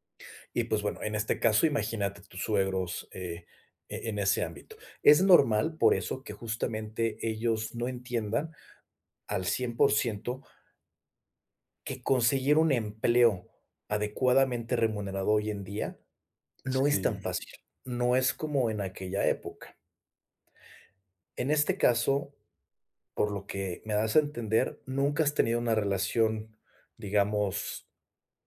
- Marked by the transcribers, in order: none
- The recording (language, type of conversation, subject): Spanish, advice, ¿Cómo puedo mantener la calma cuando alguien me critica?